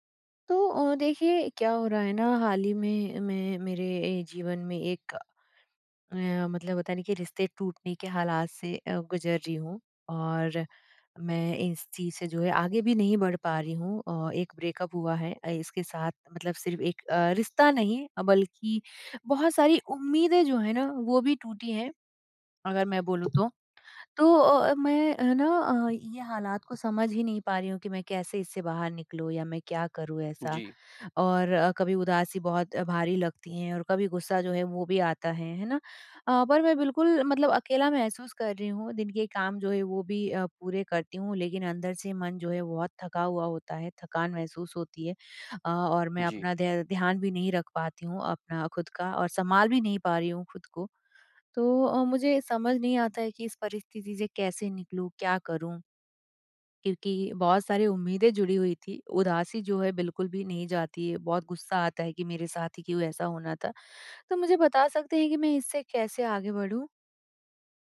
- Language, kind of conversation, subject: Hindi, advice, ब्रेकअप के बाद मैं खुद का ख्याल रखकर आगे कैसे बढ़ सकता/सकती हूँ?
- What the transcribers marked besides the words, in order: in English: "ब्रेकअप"